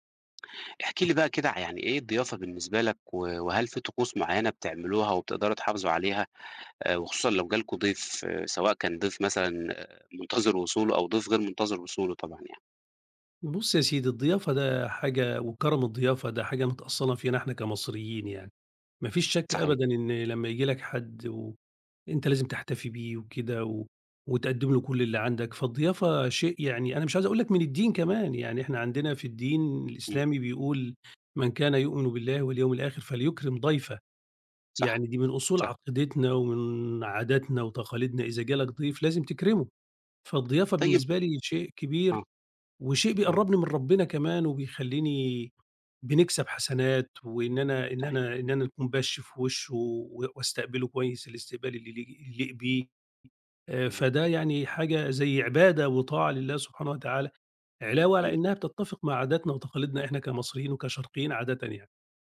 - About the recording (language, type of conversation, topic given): Arabic, podcast, إيه معنى الضيافة بالنسبالكوا؟
- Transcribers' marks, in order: none